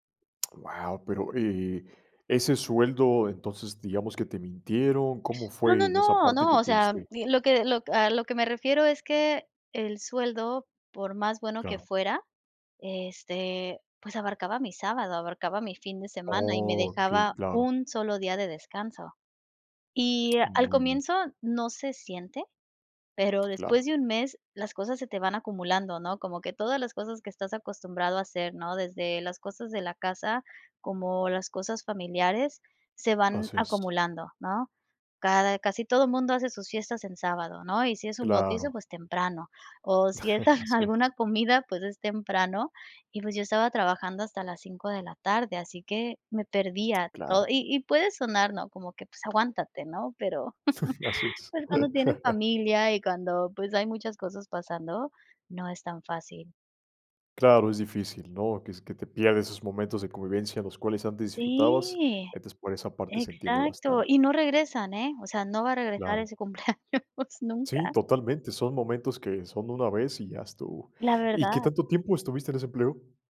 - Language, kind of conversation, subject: Spanish, podcast, ¿Puedes contarme sobre una decisión que no salió como esperabas?
- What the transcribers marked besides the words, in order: tapping; chuckle; other background noise; laugh; laughing while speaking: "cumpleaños"